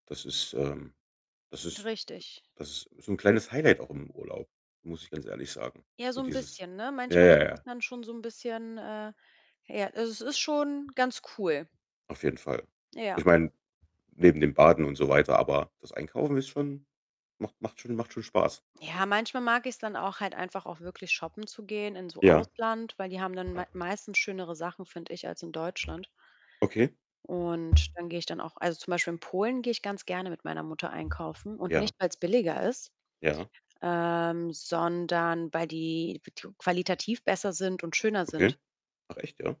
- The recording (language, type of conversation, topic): German, unstructured, Was ärgert dich beim Einkaufen am meisten?
- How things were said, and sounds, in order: distorted speech; other background noise; tapping; unintelligible speech